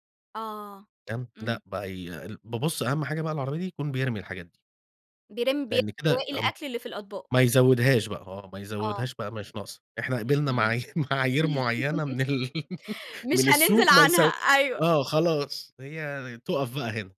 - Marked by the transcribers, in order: unintelligible speech; laugh; laughing while speaking: "معايير معايير معينة من ال من السوء ما يسـو"
- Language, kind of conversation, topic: Arabic, podcast, احكي عن أكلة شارع ما بتملّش منها؟